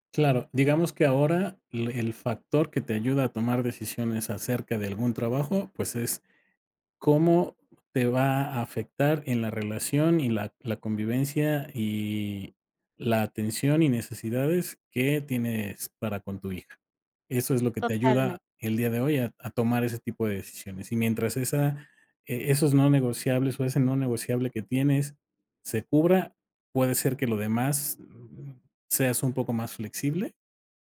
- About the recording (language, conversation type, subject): Spanish, podcast, ¿Qué te ayuda a decidir dejar un trabajo estable?
- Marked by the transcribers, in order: unintelligible speech